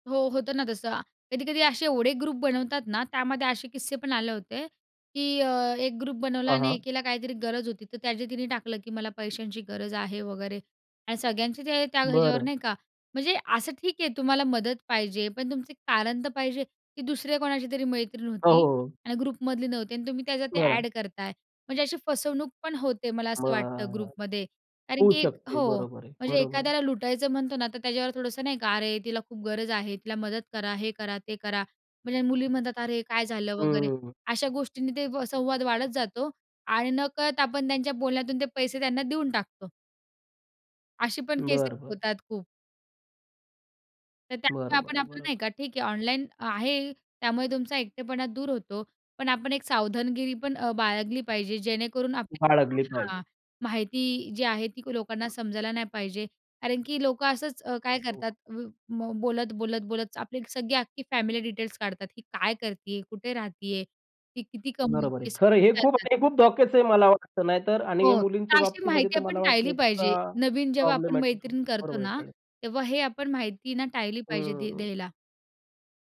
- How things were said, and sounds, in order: in English: "ग्रुप"; in English: "ग्रुप"; in English: "ग्रुपमधली"; in English: "ग्रुपमध्ये"; tapping; other background noise; in English: "डिटेल्स"; in English: "प्रॉब्लेमॅटिक"
- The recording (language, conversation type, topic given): Marathi, podcast, ऑनलाइन समुदायांनी तुमचा एकटेपणा कसा बदलला?